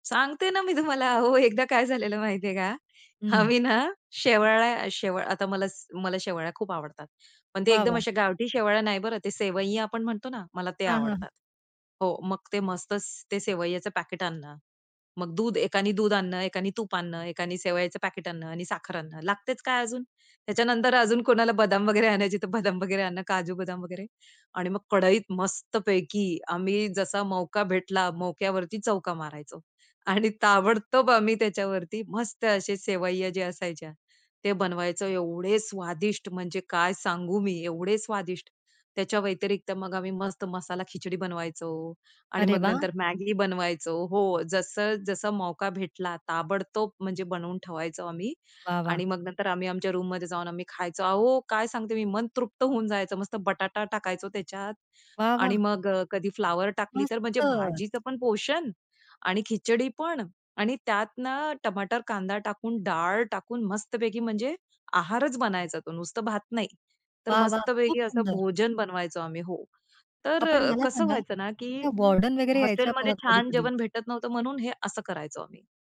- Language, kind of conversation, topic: Marathi, podcast, परकं ठिकाण घरासारखं कसं बनवलंस?
- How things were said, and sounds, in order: laughing while speaking: "सांगते ना मी तुम्हाला. अहो, एकदा काय झालेलं माहितीये का?"; laughing while speaking: "बदाम वगैरे आणायचे तर बदाम वगैरे"; laughing while speaking: "आणि ताबडतोब आम्ही त्याच्यावरती"; other background noise